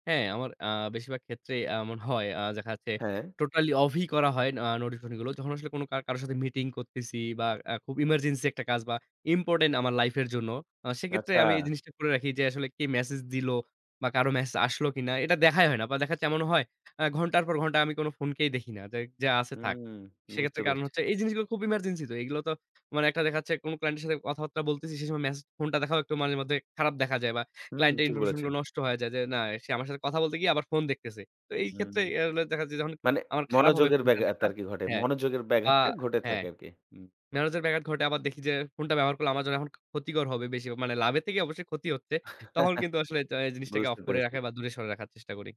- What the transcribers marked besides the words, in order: "মনোযোগের" said as "ম্যানেজার"; chuckle
- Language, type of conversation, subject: Bengali, podcast, ফোনের বিজ্ঞপ্তি আপনি কীভাবে সামলান?